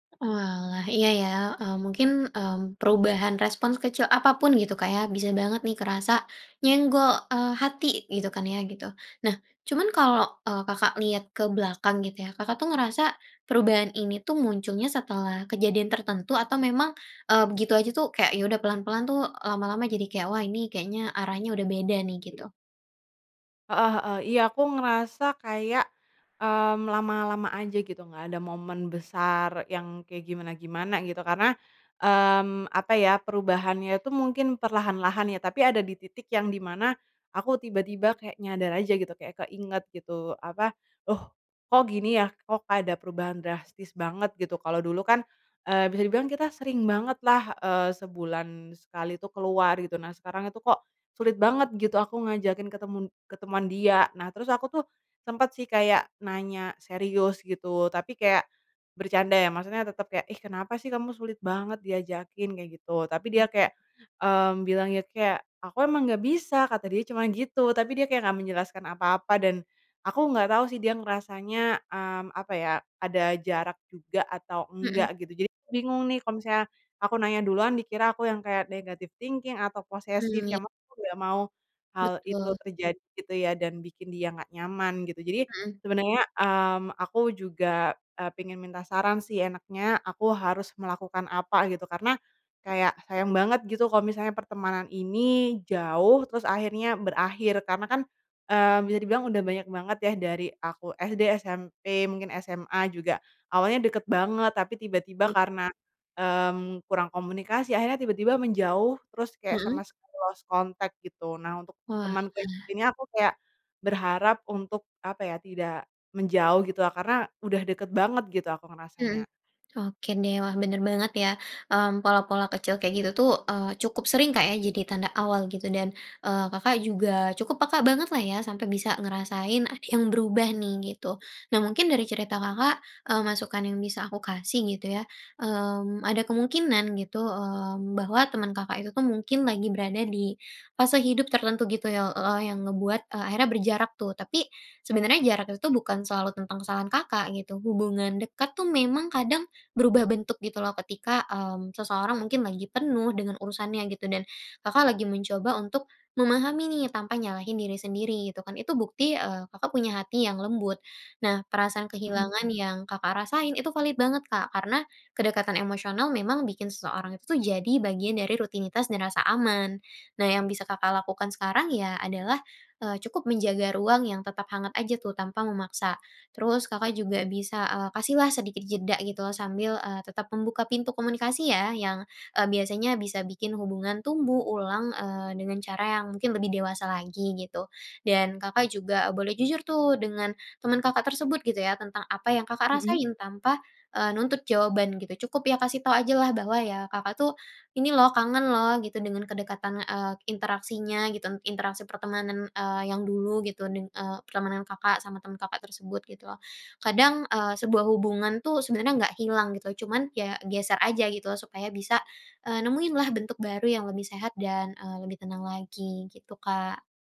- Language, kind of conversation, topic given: Indonesian, advice, Mengapa teman dekat saya mulai menjauh?
- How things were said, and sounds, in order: tapping; in English: "negatif thinking"; in English: "lost contact"; other background noise